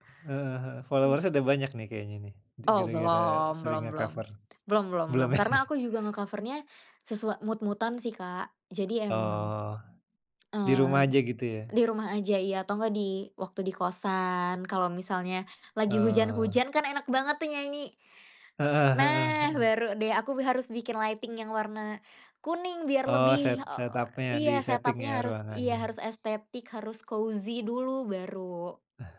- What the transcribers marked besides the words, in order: in English: "followers"; in English: "nge-cover"; chuckle; in English: "nge-cover-nya"; in English: "mood-mood-an"; other background noise; in English: "lighting"; in English: "setup-nya"; in English: "setup-nya"; in English: "cozy"
- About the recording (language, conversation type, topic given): Indonesian, podcast, Apa hobi favoritmu, dan kenapa kamu menyukainya?